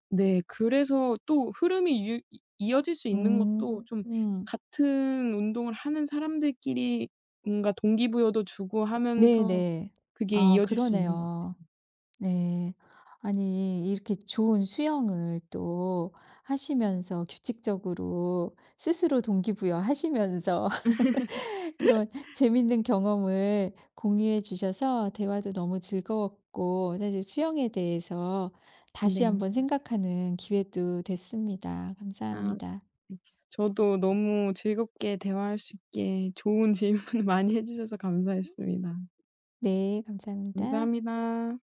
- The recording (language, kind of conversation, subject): Korean, podcast, 취미를 하다가 ‘몰입’ 상태를 느꼈던 순간을 들려주실래요?
- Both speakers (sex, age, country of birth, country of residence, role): female, 25-29, South Korea, South Korea, guest; female, 50-54, South Korea, United States, host
- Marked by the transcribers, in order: other background noise; laugh; tapping; laughing while speaking: "질문"